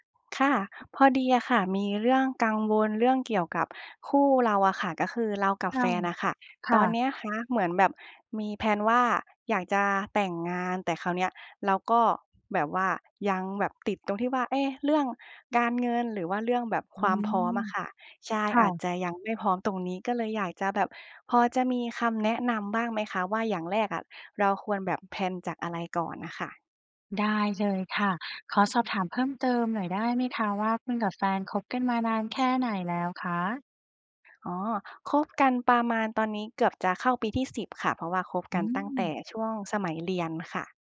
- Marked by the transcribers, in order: tapping; in English: "แพลน"
- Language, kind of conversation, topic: Thai, advice, ฉันควรเริ่มคุยกับคู่ของฉันอย่างไรเมื่อกังวลว่าความคาดหวังเรื่องอนาคตของเราอาจไม่ตรงกัน?